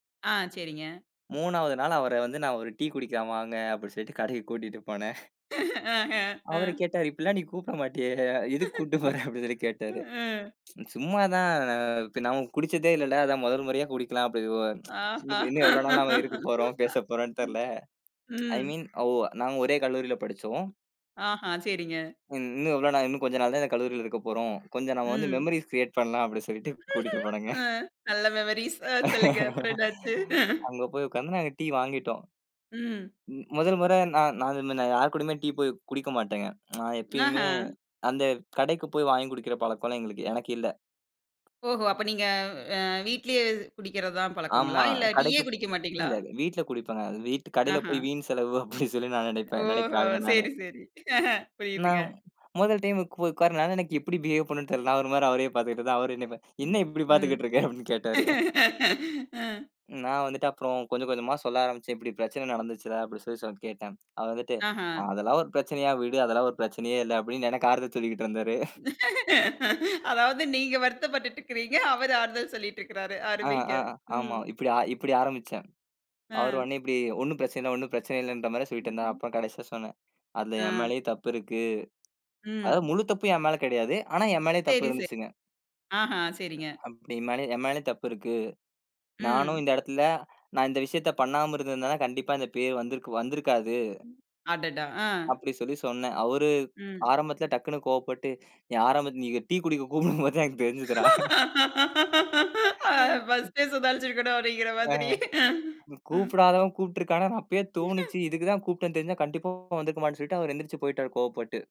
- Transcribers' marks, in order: laughing while speaking: "அப்படி சொல்ட்டு கடைக்குக் கூட்டிட்டு போனேன்"; laughing while speaking: "அ அ அ"; laughing while speaking: "இப்டிலாம் நீ கூப்பிட மாட்டியே! எதுக்கு கூட்டிட்டு போற?அப்படின்னு சொல்லி கேட்டாரு"; laughing while speaking: "ம்"; tsk; tsk; laughing while speaking: "ஆஹா, ம், ம்"; other noise; in English: "ஐ மீன்"; tapping; laughing while speaking: "அ, நல்ல மெமரீஸ், அ சொல்லுங்க! அப்றம் என்னா ஆச்சு?"; in English: "மெமரீஸ்"; in English: "மெமோரீஸ் கிரியேட்"; laughing while speaking: "கூட்டிட்டு போனேங்க"; other background noise; laughing while speaking: "அப்படின்னு சொல்லி"; laughing while speaking: "ஓஹோ சரி சரி"; in English: "டைமுக்கு"; in English: "பிஹேவ்"; laughing while speaking: "என்னா இப்படி பாத்துகிட்டு இருக்க? அப்படின்னு கேட்டாரு"; laugh; unintelligible speech; laughing while speaking: "அதாவது நீங்க வருத்தப்பட்டுட்டுருக்கிறீங்க, அவரு ஆறுதல் சொல்லிட்ருக்குறாரு, அருமைங்க"; laughing while speaking: "சொல்லிக்கிட்டு இருந்தாரு"; laughing while speaking: "கூப்பிடும்போதே தான் எனக்குத் தெரிஞ்சுதுரா"; laughing while speaking: "அ ஃபஸ்ட்டே சுதாரிச்சுருக்கணும், அப்டிங்குற மாதிரி? ம்"; laugh; unintelligible speech; laugh
- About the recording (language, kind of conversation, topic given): Tamil, podcast, உண்மையைச் சொல்லிக்கொண்டே நட்பை காப்பாற்றுவது சாத்தியமா?